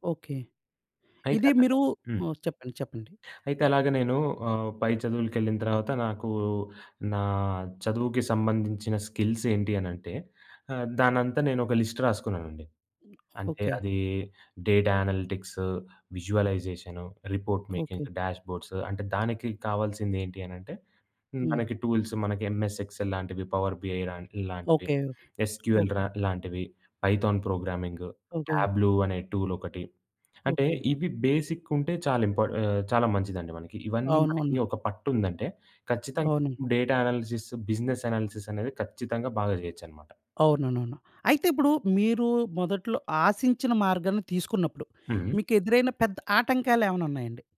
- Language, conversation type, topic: Telugu, podcast, అనుకోని దారిలో నడిచినప్పుడు మీరు కనుగొన్న రహస్యం ఏమిటి?
- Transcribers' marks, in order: in English: "స్కిల్స్"; in English: "లిస్ట్"; other background noise; in English: "డేటా"; in English: "రిపోర్ట్ మేకింగ్, డాష్‌బోర్డ్స్"; in English: "టూల్స్"; in English: "ఎంఎస్ ఎక్స్‌ఎల్"; in English: "పవర్ బీఐ"; in English: "ఎస్‌క్యూ‌ఎల్"; tapping; in English: "పైథాన్ ప్రోగ్రామింగ్, టాబ్లూ"; in English: "బేసిక్"; in English: "డేటా అనాలిసిస్, బిజినెస్ అనాలిసిస్"